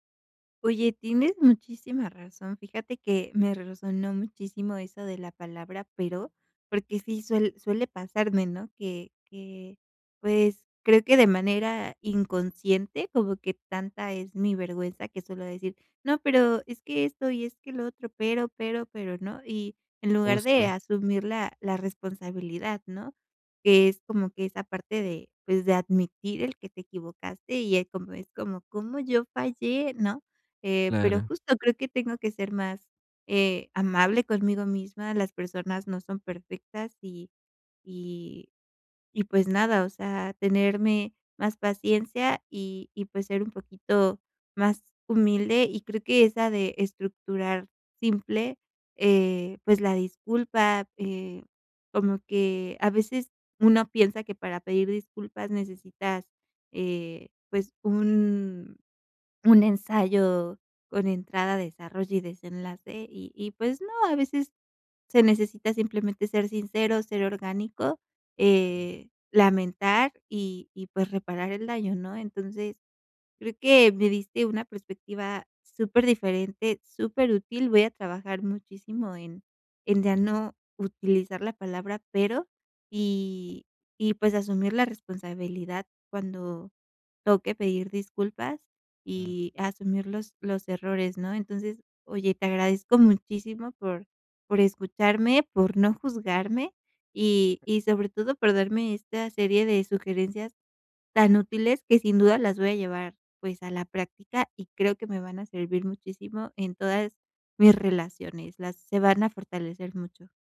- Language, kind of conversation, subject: Spanish, advice, ¿Cómo puedo pedir disculpas con autenticidad sin sonar falso ni defensivo?
- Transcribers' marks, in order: other background noise